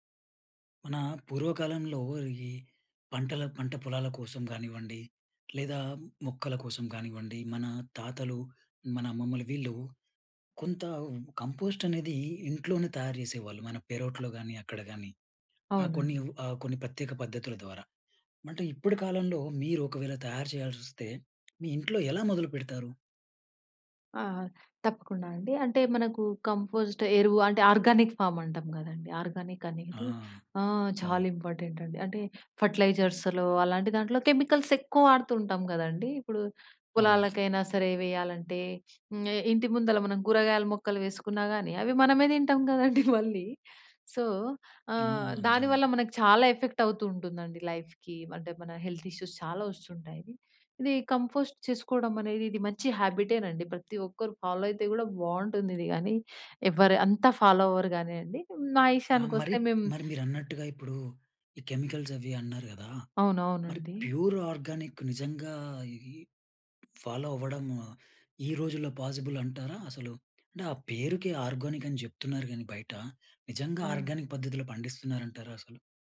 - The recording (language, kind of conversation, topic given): Telugu, podcast, ఇంట్లో కంపోస్ట్ చేయడం ఎలా మొదలు పెట్టాలి?
- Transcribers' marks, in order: in English: "కంపోస్ట్"; other noise; in English: "కంపోస్ట్"; in English: "ఆర్గానిక్ ఫామ్"; in English: "ఆర్గానిక్"; in English: "ఇంపార్టెంట్"; in English: "ఫెర్టిలైజర్స్‌లో"; in English: "కెమికల్స్"; chuckle; in English: "సో"; in English: "ఎఫెక్ట్"; in English: "లైఫ్‌కి"; in English: "హెల్త్ ఇష్యూస్"; in English: "కంపోస్ట్"; in English: "ఫాలో"; in English: "ఫాలో"; in English: "కెమికల్స్"; in English: "ప్యూర్ ఆర్గానిక్"; in English: "ఫాలో"; in English: "పాసిబుల్"; in English: "ఆర్గానిక్"; in English: "ఆర్గానిక్"; unintelligible speech